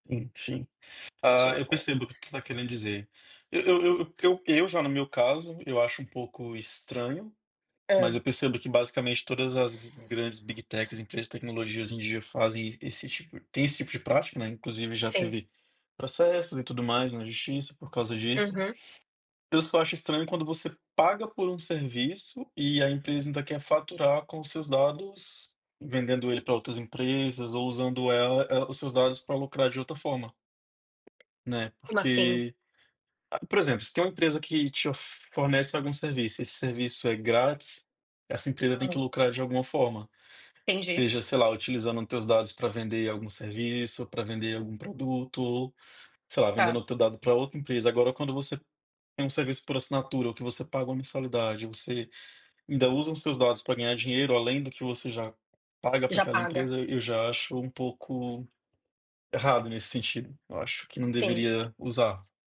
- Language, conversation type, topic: Portuguese, unstructured, Você acha justo que as empresas usem seus dados para ganhar dinheiro?
- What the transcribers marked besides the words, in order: tapping; other background noise; in English: "big techs"